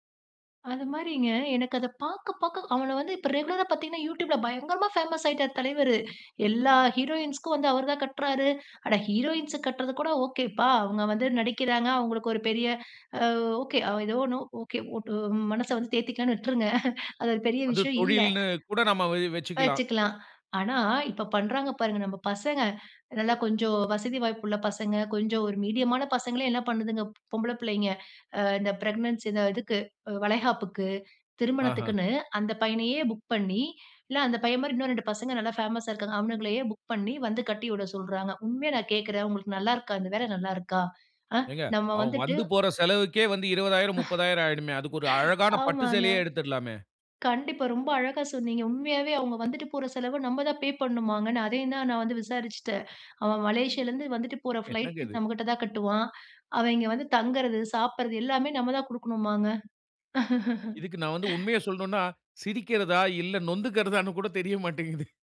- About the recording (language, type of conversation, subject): Tamil, podcast, மாடர்ன் ஸ்டைல் அம்சங்களை உங்கள் பாரம்பரியத்தோடு சேர்க்கும்போது அது எப்படிச் செயல்படுகிறது?
- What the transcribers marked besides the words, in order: in English: "ஹீரோயின்ஸ்க்கும்"; in English: "ஹீரோயின்ஸுக்கு"; laughing while speaking: "விட்ருங்க! அது ஒரு பெரிய விஷயம் இல்ல"; in English: "ப்ரெக்னன்சி"; angry: "உண்மையா நான் கேக்குறேன், உங்களுக்கு நல்லாருக்கா? இந்த வேலை நல்லாருக்கா? அ! நம்ம வந்துட்டு"; laughing while speaking: "ஆமாங்க"; other noise; laughing while speaking: "என்னங்க இது?"; laugh; inhale; laughing while speaking: "நொந்துக்கிறதான்னு கூட தெரிய மாட்டேங்குது"